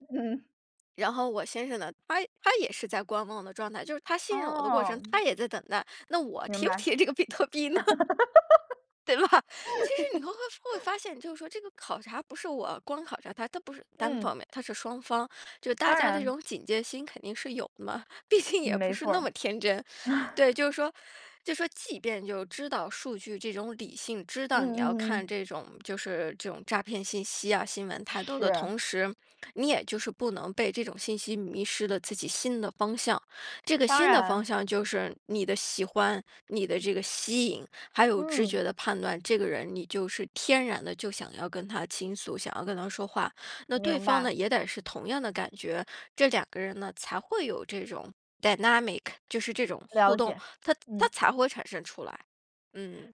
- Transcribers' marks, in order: laughing while speaking: "嗯"; laughing while speaking: "比特币呢？"; laugh; laughing while speaking: "对吧"; laughing while speaking: "毕竟"; chuckle; in English: "dynamic"
- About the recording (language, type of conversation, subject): Chinese, podcast, 做决定时你更相信直觉还是更依赖数据？